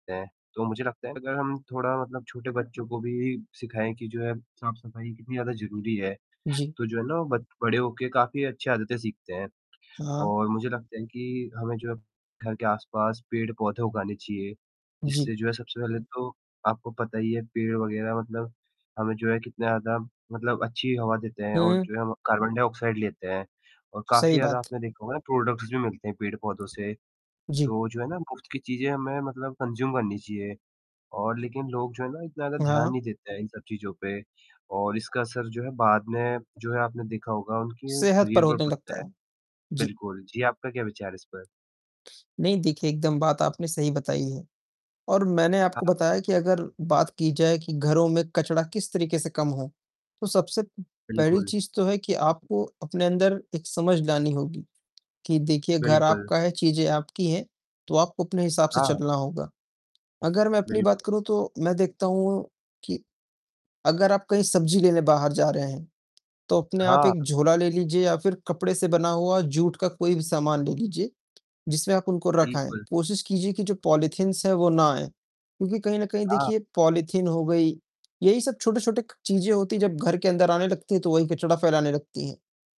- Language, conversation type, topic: Hindi, unstructured, घर पर कचरा कम करने के लिए आप क्या करते हैं?
- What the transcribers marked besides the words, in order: static; distorted speech; in English: "कार्बन डाइऑक्साइड"; in English: "प्रोडक्ट्स"; tapping; in English: "कंज़्यूम"; in English: "पॉलिथीनस"; in English: "पॉलिथीन"